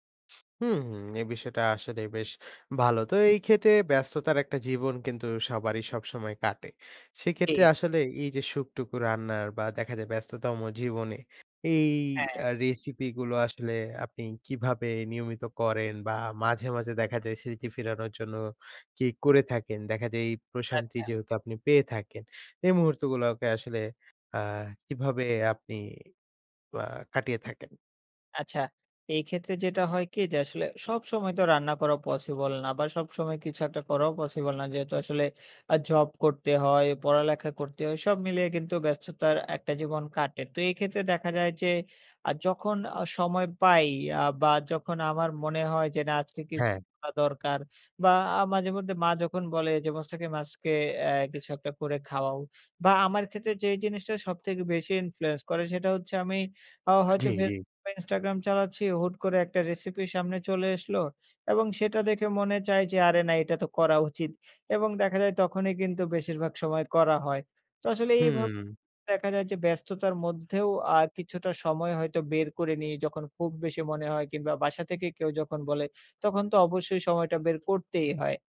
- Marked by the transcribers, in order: in English: "influence"; in English: "recipe"
- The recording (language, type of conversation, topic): Bengali, podcast, বাড়ির রান্নার মধ্যে কোন খাবারটি আপনাকে সবচেয়ে বেশি সুখ দেয়?